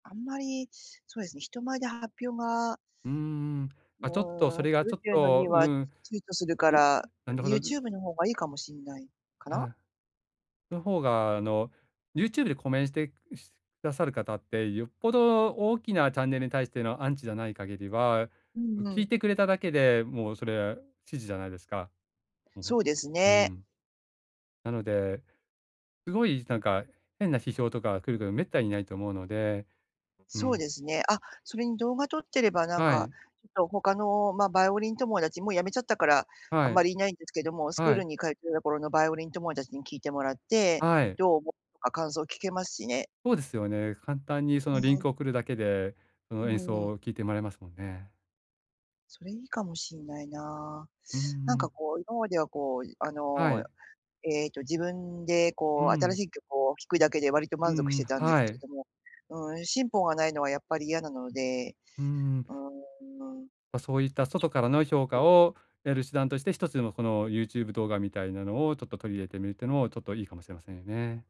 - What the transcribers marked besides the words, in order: "コメント" said as "コメン"; unintelligible speech
- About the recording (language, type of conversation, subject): Japanese, advice, 内的動機づけと外的報酬を両立させて習慣を続けるにはどうすればよいですか？